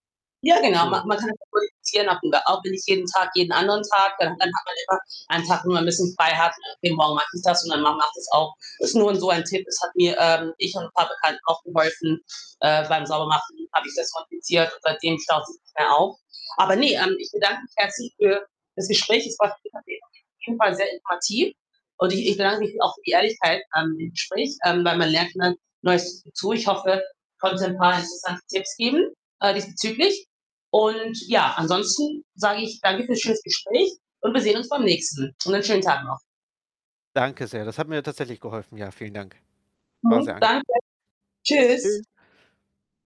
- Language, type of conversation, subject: German, advice, Wie kann ich nach der Arbeit eine Aufräumroutine etablieren?
- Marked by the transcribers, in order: distorted speech; unintelligible speech; other background noise; unintelligible speech; static; mechanical hum